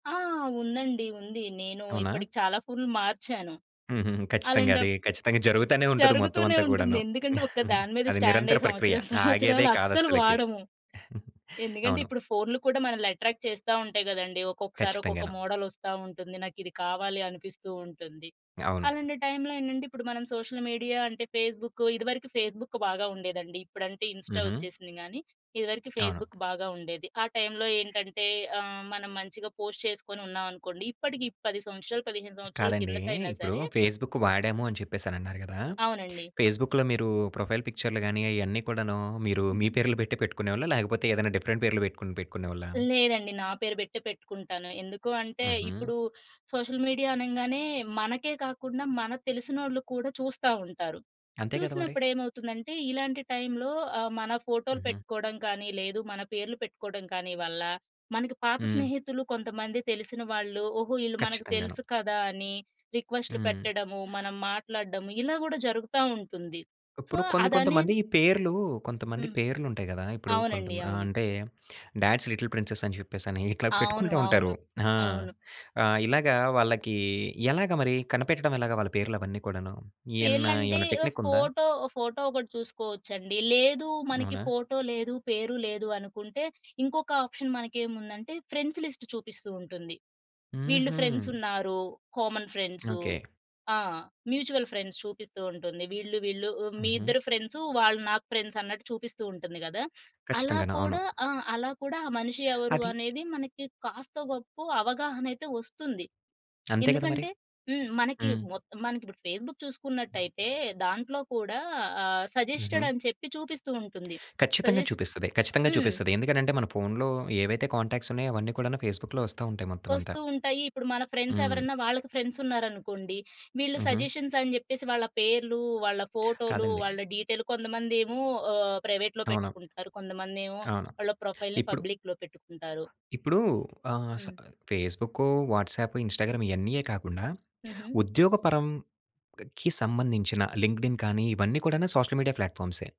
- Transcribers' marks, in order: in English: "స్టాండ్"; other background noise; chuckle; laughing while speaking: "సంవత్సరం సంవత్సరాలు అస్సలు వాడము"; chuckle; in English: "అట్రాక్ట్"; tapping; in English: "టైమ్‌లో"; in English: "సోషల్ మీడియా"; in English: "ఫేస్‌బుక్"; in English: "ఇన్స్టా"; in English: "ఫేస్‌బుక్"; in English: "టైమ్‌లో"; in English: "పోస్ట్"; in English: "ఫేస్‌బుక్"; in English: "ఫేస్‌బుక్‌లో"; in English: "ప్రొఫైల్"; in English: "డిఫరెంట్"; in English: "సోషల్ మీడియా"; in English: "టైమ్‌లో"; other noise; in English: "సో"; in English: "డాడ్స్ లిటిల్ ప్రిన్సెస్"; in English: "టెక్‌నిక్"; in English: "ఆప్షన్"; in English: "ఫ్రెండ్స్ లిస్ట్"; in English: "ఫ్రెండ్స్"; in English: "కామన్"; in English: "మ్యూచువల్ ఫ్రెండ్స్"; in English: "ఫ్రెండ్స్"; in English: "ఫేస్‌బుక్"; in English: "సజెస్టెడ్"; in English: "సజెస్ట్"; in English: "కాంటాక్ట్స్"; in English: "ఫేస్‌బుక్‌లో"; in English: "ఫ్రెండ్స్"; in English: "ఫ్రెండ్స్"; in English: "సజెషన్స్"; in English: "డీటెయిల్"; in English: "ప్రైవేట్‌లో"; in English: "ప్రొఫైల్‌ని పబ్లిక్‌లో"; in English: "వాట్సాప్, ఇన్స్టాగ్రామ్"; in English: "లింక్డ్ఇన్"; in English: "సోషల్ మీడియా"
- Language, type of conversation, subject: Telugu, podcast, సోషల్ మీడియాలో వ్యక్తిగత విషయాలు పంచుకోవడంపై మీ అభిప్రాయం ఏమిటి?